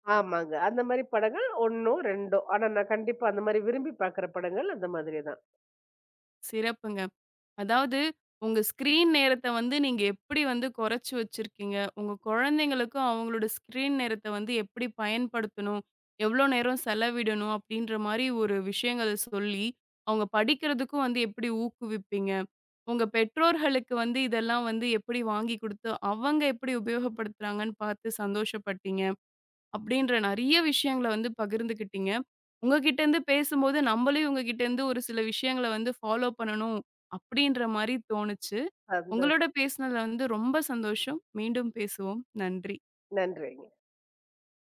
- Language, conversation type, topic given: Tamil, podcast, ஸ்கிரீன் நேரத்தை சமநிலையாக வைத்துக்கொள்ள முடியும் என்று நீங்கள் நினைக்கிறீர்களா?
- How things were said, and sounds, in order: in English: "ஸ்கிரீன்"; in English: "ஸ்கிரீன்"; tapping